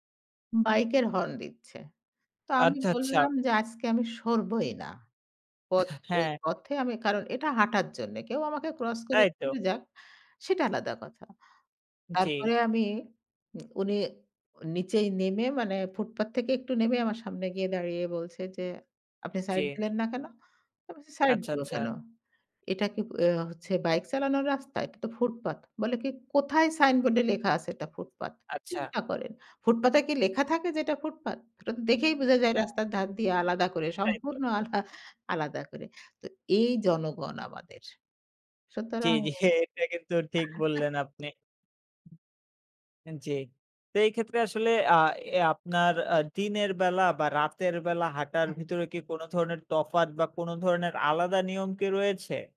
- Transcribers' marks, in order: other background noise; chuckle
- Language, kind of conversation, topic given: Bengali, podcast, শহরের ছোট গলি ও রাস্তা দিয়ে হাঁটার সময় কি কোনো আলাদা রীতি বা চল আছে?